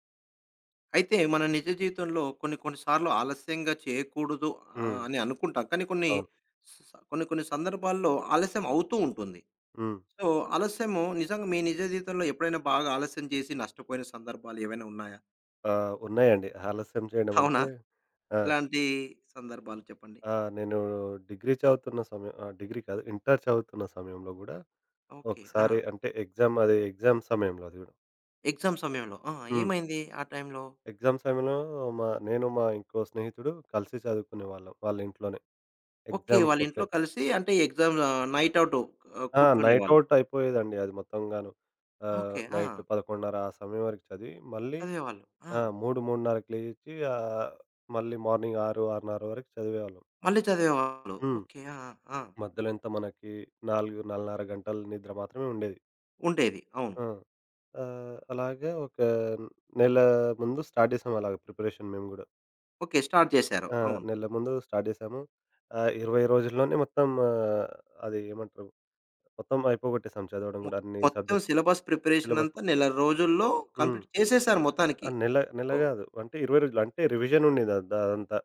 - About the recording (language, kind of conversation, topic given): Telugu, podcast, ఆలస్యం చేస్తున్నవారికి మీరు ఏ సలహా ఇస్తారు?
- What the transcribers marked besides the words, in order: in English: "సో"; other background noise; in English: "ఎగ్జామ్"; in English: "ఎగ్జామ్"; in English: "ఎగ్జామ్"; in English: "ఎగ్జామ్‌కొక"; in English: "ఎగ్జామ్స్ నైట్ ఔట్"; in English: "నైట్ఔట్"; in English: "నైట్"; in English: "మార్నింగ్"; tapping; in English: "స్టార్ట్"; in English: "ప్రిపరేషన్"; in English: "స్టార్ట్"; in English: "స్టార్ట్"; in English: "సిలబస్ ప్రిపరేషన్"; in English: "సిలబస్"; in English: "కంప్లీట్"